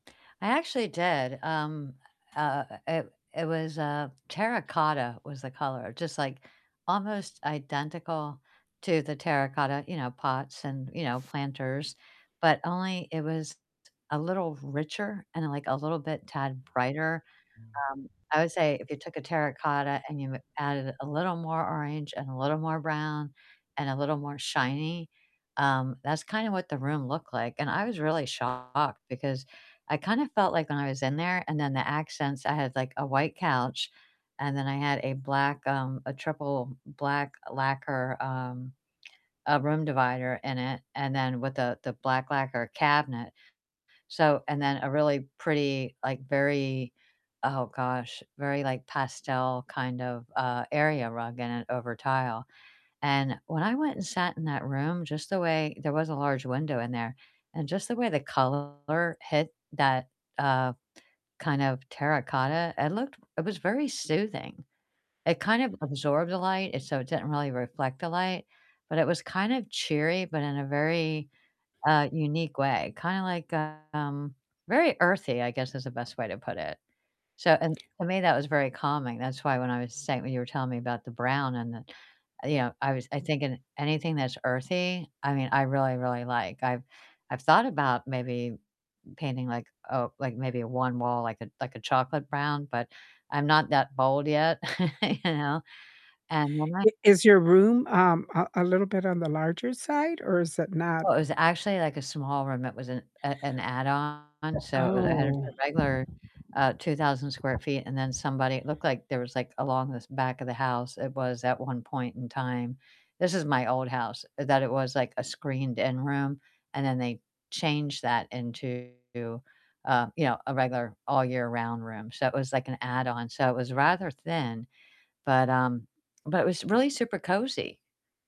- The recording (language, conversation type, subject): English, unstructured, What paint colors have actually looked good on your walls?
- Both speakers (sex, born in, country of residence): female, United States, United States; female, United States, United States
- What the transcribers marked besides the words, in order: tapping; other background noise; distorted speech; chuckle